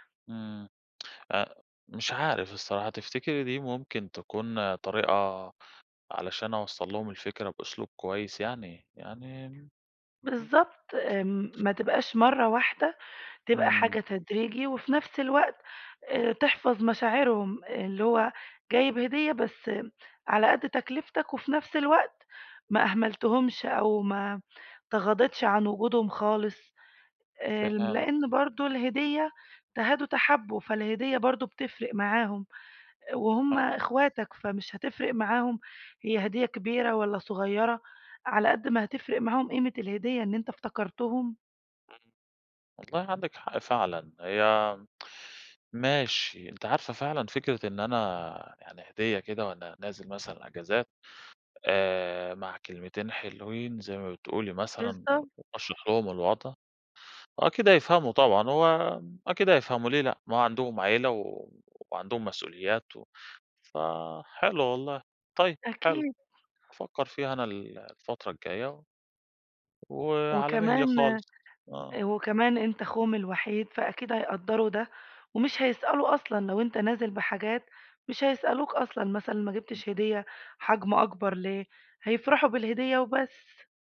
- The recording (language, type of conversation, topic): Arabic, advice, إزاي بتوصف إحساسك تجاه الضغط الاجتماعي اللي بيخليك تصرف أكتر في المناسبات والمظاهر؟
- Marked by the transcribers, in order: tsk; other background noise; tapping